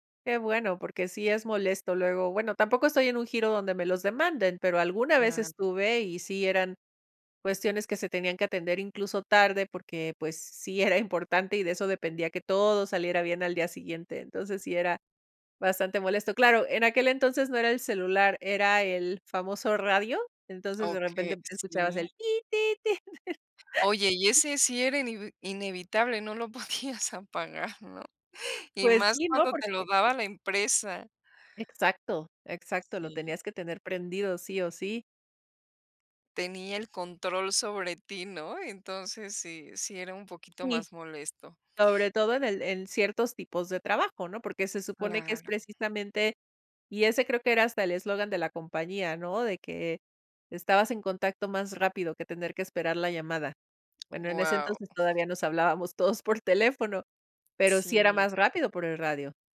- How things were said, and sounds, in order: laughing while speaking: "era importante"; laugh; laughing while speaking: "podías apagar, ¿no?"; tapping
- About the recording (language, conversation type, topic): Spanish, podcast, ¿Cómo organizas tu día para que el celular no te controle demasiado?